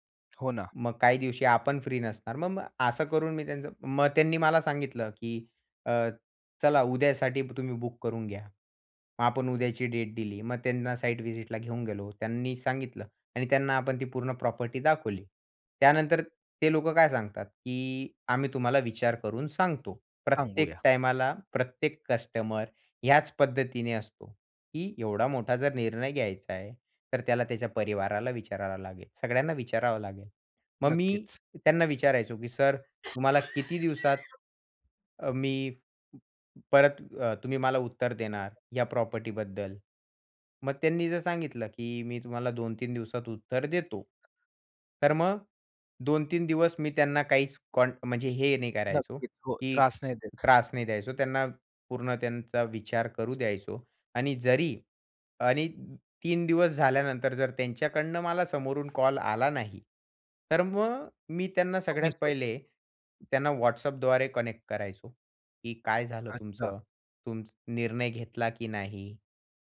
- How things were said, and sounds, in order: tapping; background speech; other background noise; other noise; in English: "कनेक्ट"
- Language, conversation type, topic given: Marathi, podcast, लक्षात राहील असा पाठपुरावा कसा करावा?